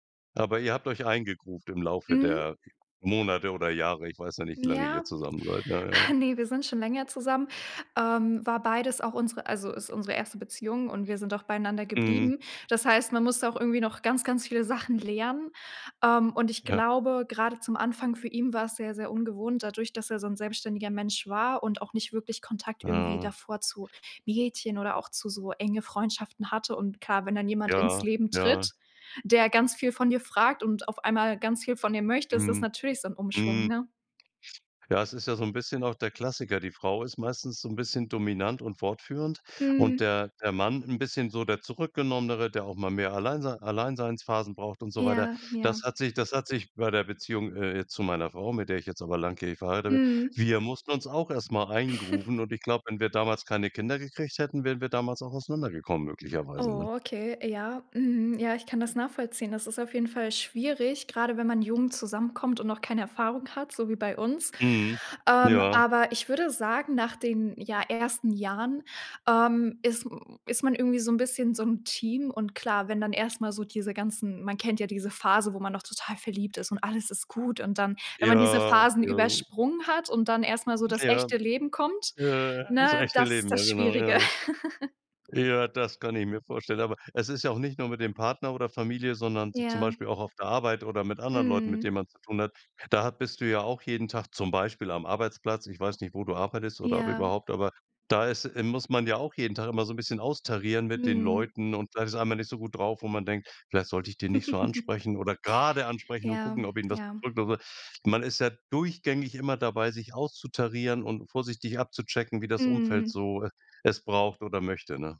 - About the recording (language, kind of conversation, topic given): German, podcast, Wie baust du Nähe auf, ohne aufdringlich zu wirken?
- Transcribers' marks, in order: chuckle; giggle; other background noise; giggle; giggle; stressed: "grade"